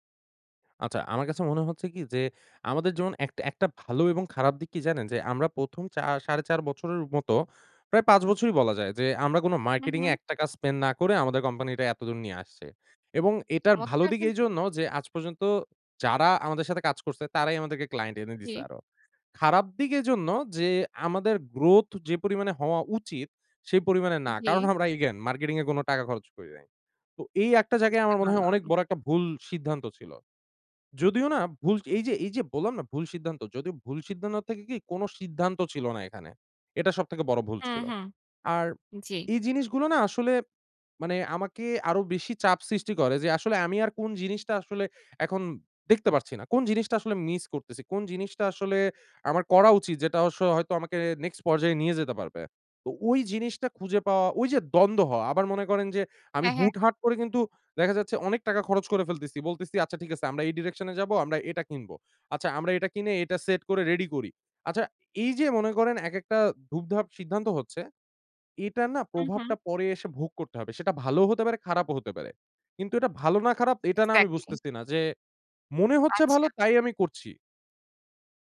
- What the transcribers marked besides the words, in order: in English: "again"; in English: "direction"
- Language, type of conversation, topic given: Bengali, advice, স্টার্টআপে দ্রুত সিদ্ধান্ত নিতে গিয়ে আপনি কী ধরনের চাপ ও দ্বিধা অনুভব করেন?